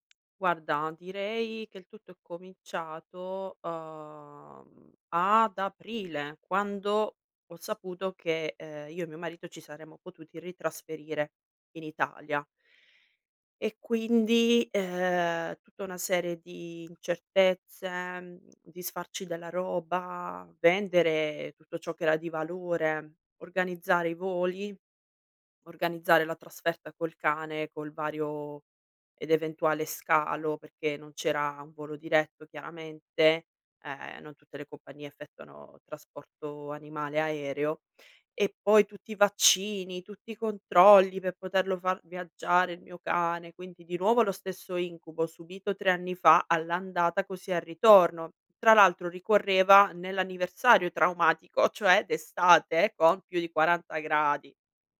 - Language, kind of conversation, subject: Italian, advice, Come posso gestire il senso di colpa dopo un’abbuffata occasionale?
- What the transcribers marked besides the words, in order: other background noise; tapping